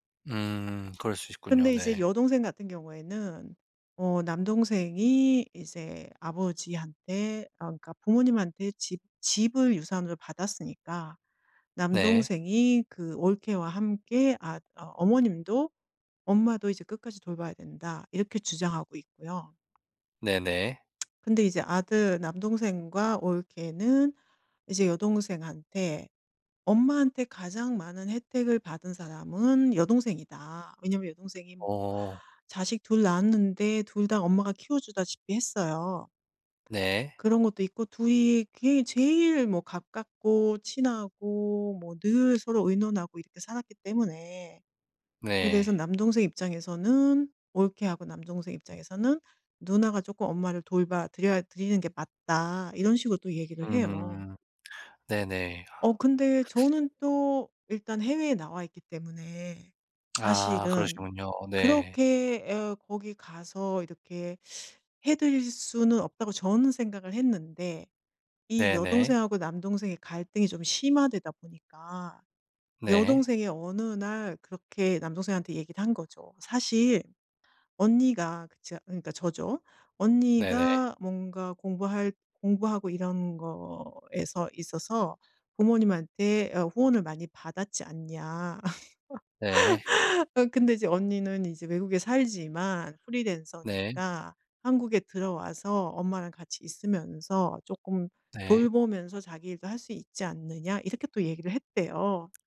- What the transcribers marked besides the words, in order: other background noise; tapping; chuckle
- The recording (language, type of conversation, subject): Korean, advice, 부모님의 건강이 악화되면서 돌봄과 의사결정 권한을 두고 가족 간에 갈등이 있는데, 어떻게 해결하면 좋을까요?